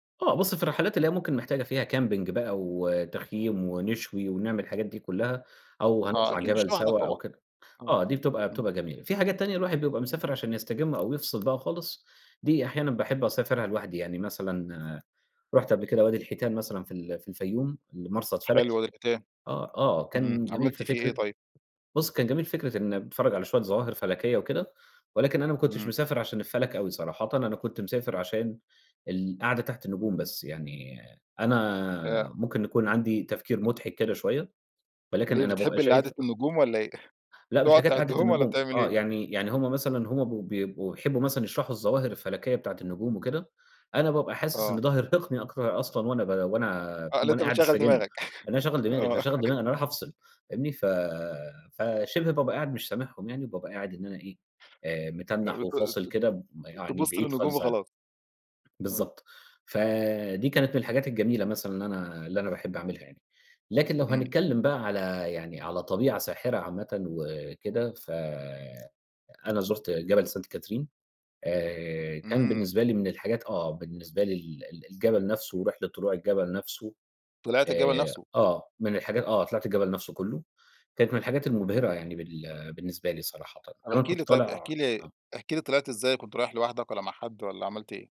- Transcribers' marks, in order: in English: "camping"; tapping; unintelligible speech; chuckle; laugh
- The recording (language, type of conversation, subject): Arabic, podcast, إيه أجمل ذكرى عندك مع الطبيعة؟